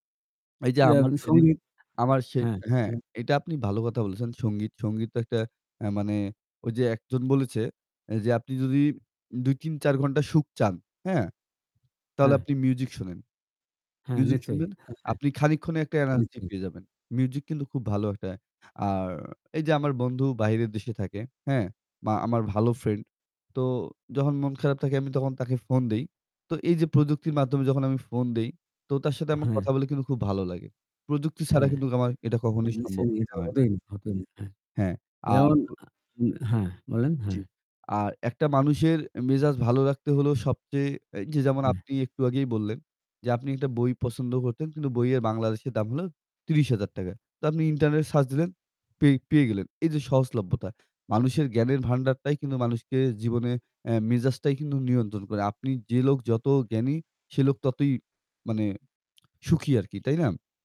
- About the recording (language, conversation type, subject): Bengali, unstructured, আপনার জীবনে প্রযুক্তি কীভাবে আনন্দ এনেছে?
- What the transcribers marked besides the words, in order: static; distorted speech; chuckle; unintelligible speech; other background noise